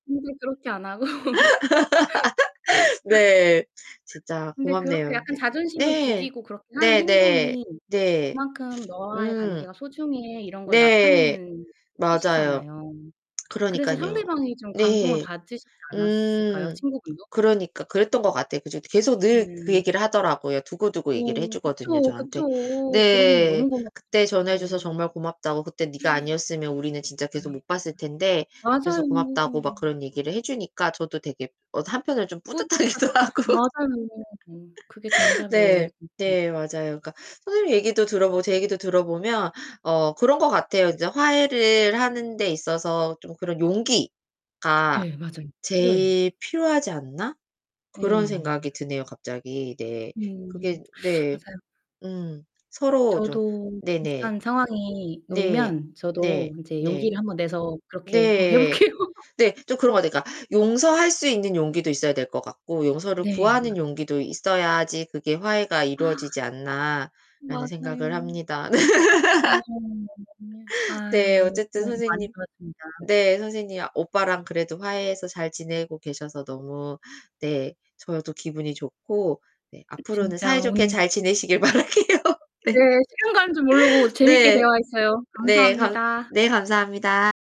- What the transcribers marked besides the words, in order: distorted speech; laugh; laughing while speaking: "하고"; laugh; sniff; other background noise; tapping; laughing while speaking: "뿌듯하기도 하고"; laugh; laughing while speaking: "해 볼게요"; sigh; unintelligible speech; laugh; laughing while speaking: "바랄게요. 네"
- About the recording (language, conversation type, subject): Korean, unstructured, 가장 기억에 남는 화해 경험이 있으신가요?